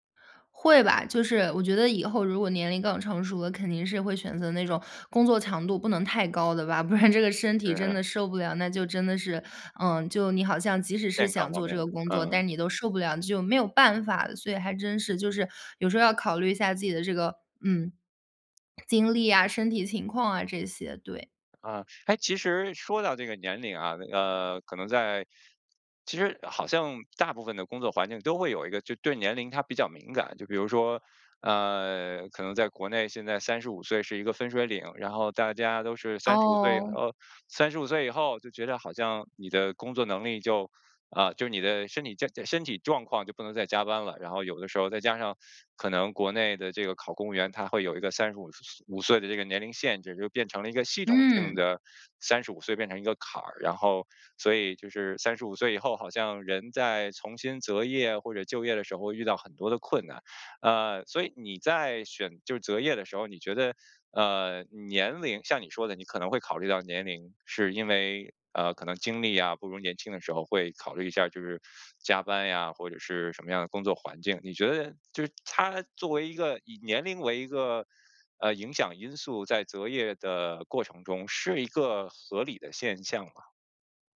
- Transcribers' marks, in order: laughing while speaking: "不然"; swallow; other background noise
- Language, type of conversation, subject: Chinese, podcast, 当爱情与事业发生冲突时，你会如何取舍？